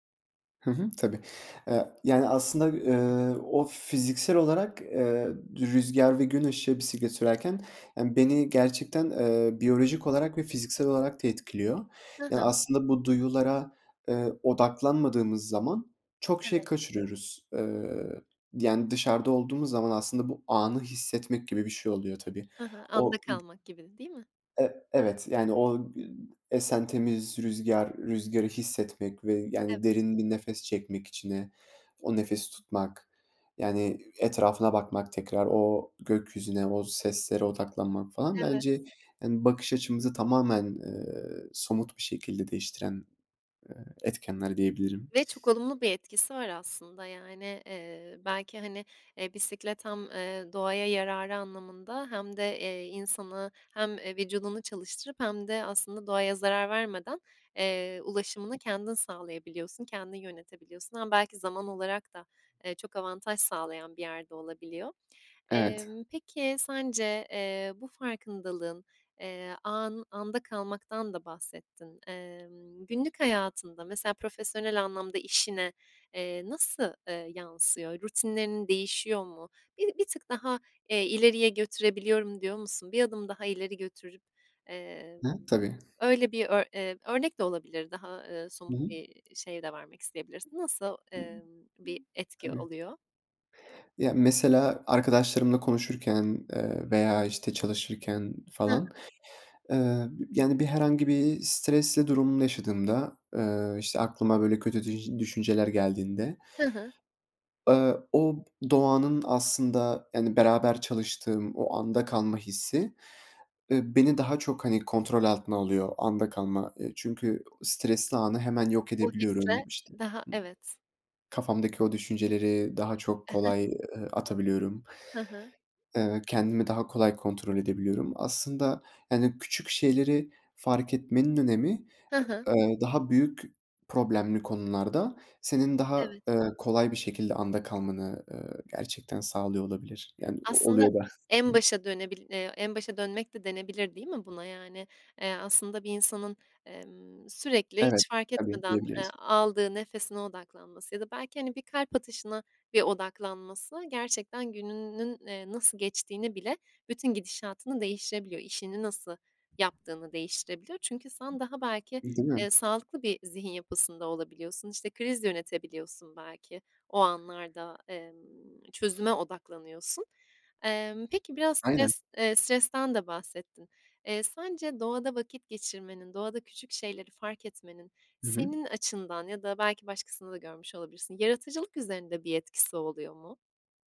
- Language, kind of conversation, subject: Turkish, podcast, Doğada küçük şeyleri fark etmek sana nasıl bir bakış kazandırır?
- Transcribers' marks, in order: other background noise; unintelligible speech; other noise; tapping